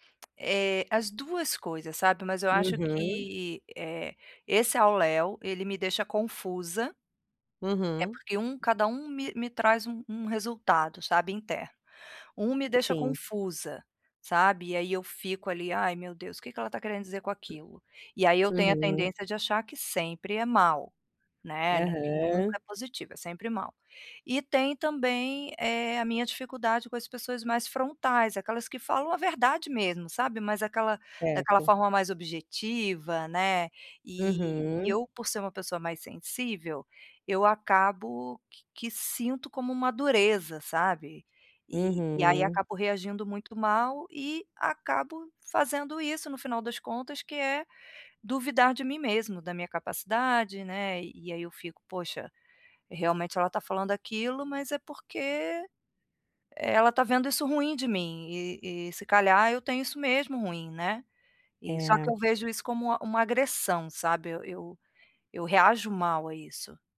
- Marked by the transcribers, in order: tapping
- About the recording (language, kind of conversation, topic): Portuguese, advice, Como posso lidar com críticas sem perder a confiança em mim mesmo?